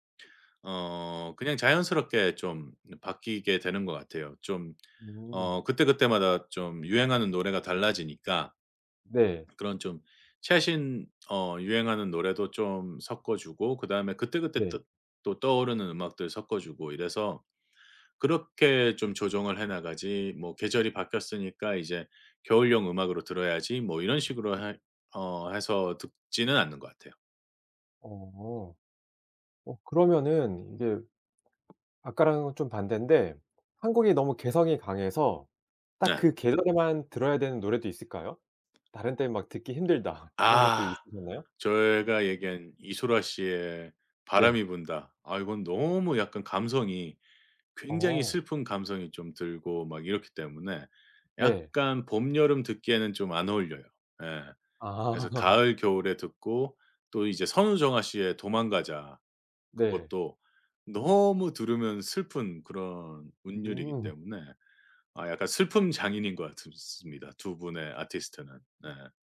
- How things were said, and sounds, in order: other background noise; tapping; laughing while speaking: "힘들다.'"; laughing while speaking: "아"
- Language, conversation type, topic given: Korean, podcast, 계절마다 떠오르는 노래가 있으신가요?